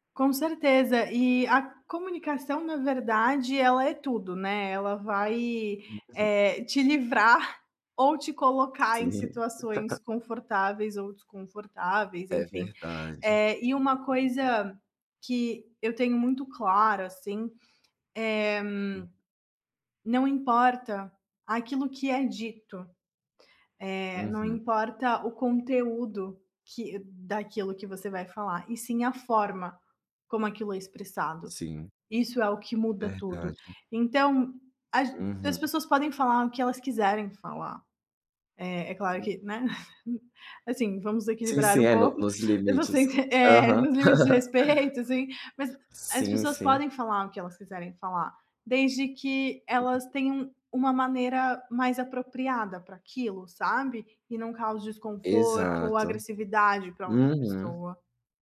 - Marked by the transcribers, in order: laugh; tapping; unintelligible speech; chuckle; laughing while speaking: "sentir"; laugh; other background noise; unintelligible speech
- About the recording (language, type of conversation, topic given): Portuguese, advice, Como equilibrar autoridade e afeto quando os pais discordam?